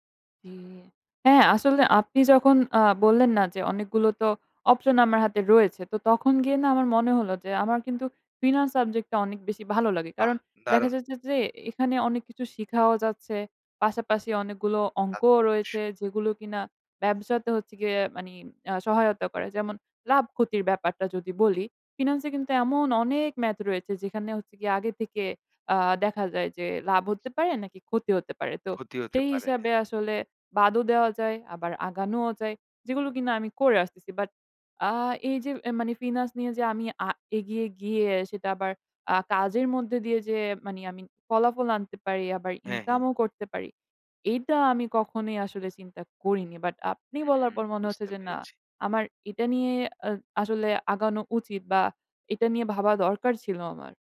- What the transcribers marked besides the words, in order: in English: "math"
- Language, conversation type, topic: Bengali, advice, জীবনে স্থায়ী লক্ষ্য না পেয়ে কেন উদ্দেশ্যহীনতা অনুভব করছেন?